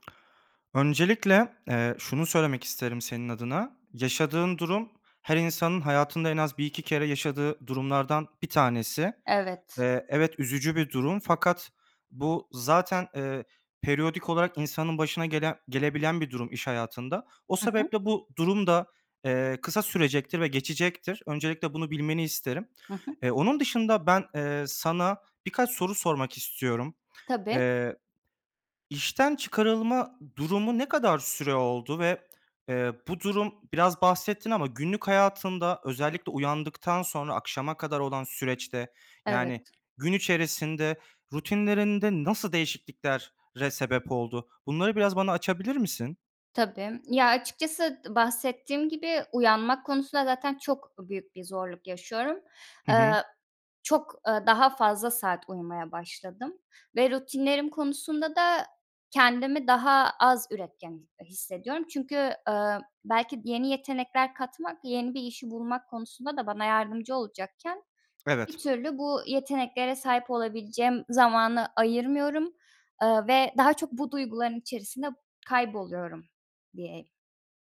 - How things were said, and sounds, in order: other background noise; "değişikliklere" said as "değişikliklerre"; tapping
- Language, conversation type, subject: Turkish, advice, İşten çıkarılma sonrası kimliğinizi ve günlük rutininizi nasıl yeniden düzenlemek istersiniz?
- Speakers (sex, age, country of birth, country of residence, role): female, 25-29, Turkey, Germany, user; male, 25-29, Turkey, Germany, advisor